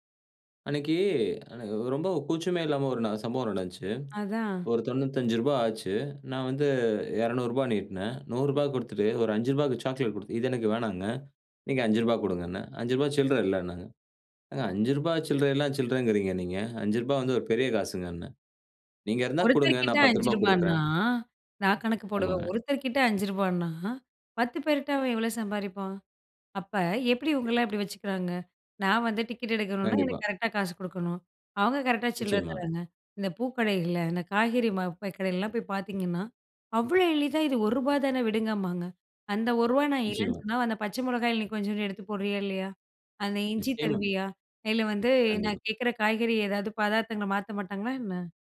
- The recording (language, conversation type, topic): Tamil, podcast, பணமில்லா பரிவர்த்தனைகள் வாழ்க்கையை எப்படித் மாற்றியுள்ளன?
- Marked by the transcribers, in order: none